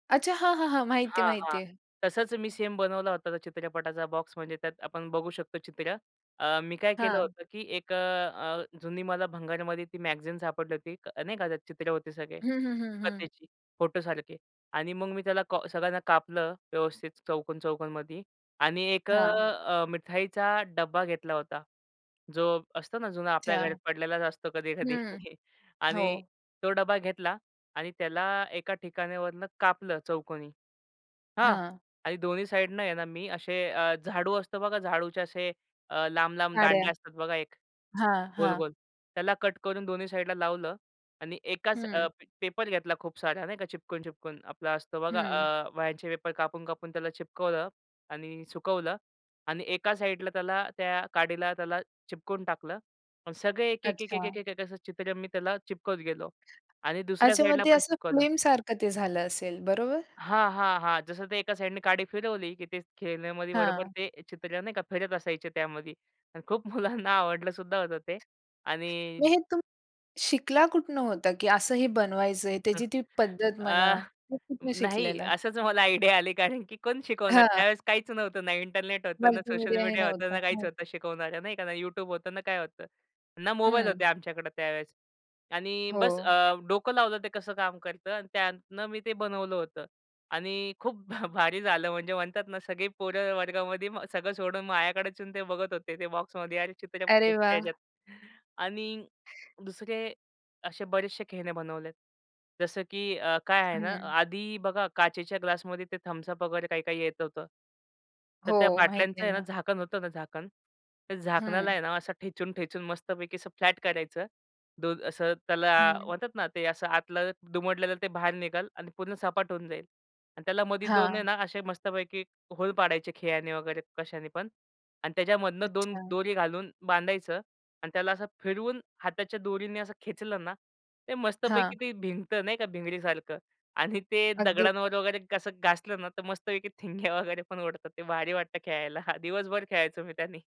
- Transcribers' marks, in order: in English: "सेम"; in English: "बॉक्स"; in English: "मॅगझीन"; laughing while speaking: "कधी-कधी"; in English: "साइडनं"; in English: "साइडला"; in English: "पेपर"; "चिकटवून-चिकटवून" said as "चिपकून चिपकून"; in English: "पेपर"; "चिकटवलं" said as "चिपकवलं"; in English: "साइडला"; "चिकटवून" said as "चिपकून"; "चिकटवत" said as "चिपकवत"; in English: "साइडला"; "चिकटवलं" said as "चिपकवलं"; in English: "फिल्म"; "फ्लीम" said as "फिल्म"; in English: "साइडनी"; laughing while speaking: "खूप मुलांना"; chuckle; laughing while speaking: "आयडिया आली"; in English: "मल्टीमीडियाही"; laughing while speaking: "खूप भ भारी झालं"; in English: "बॉक्समध्ये"; unintelligible speech; in English: "फ्लॅट"; in English: "होल"; laughing while speaking: "ठिणग्या वगैरे पण उडतात. ते … खेळायचो मी त्यानी"
- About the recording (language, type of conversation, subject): Marathi, podcast, स्वतः बनवलेल्या खेळण्यांचा तुमचा अनुभव काय आहे?